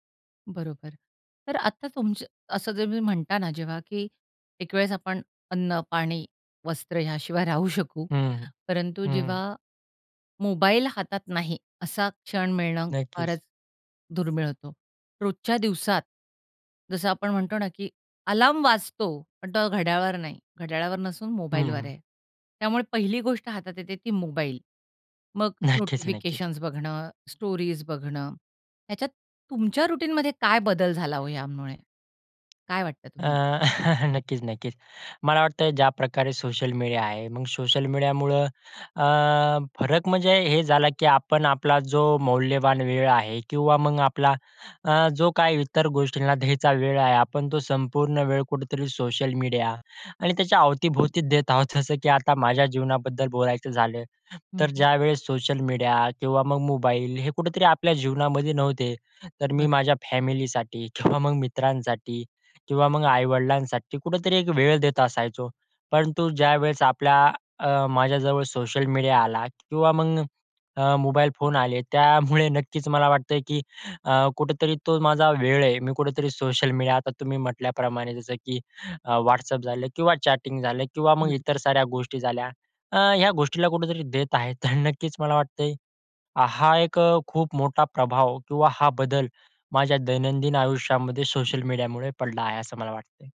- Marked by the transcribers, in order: other background noise; in English: "अलार्म"; in English: "नोटिफिकेशन्स"; laughing while speaking: "नक्कीच-नक्कीच"; in English: "स्टोरीज"; in English: "रुटीनमध्ये"; chuckle; in English: "फॅमिलीसाठी"; in English: "चॅटिंग"; chuckle
- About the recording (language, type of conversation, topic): Marathi, podcast, सोशल मीडियाने तुमच्या दैनंदिन आयुष्यात कोणते बदल घडवले आहेत?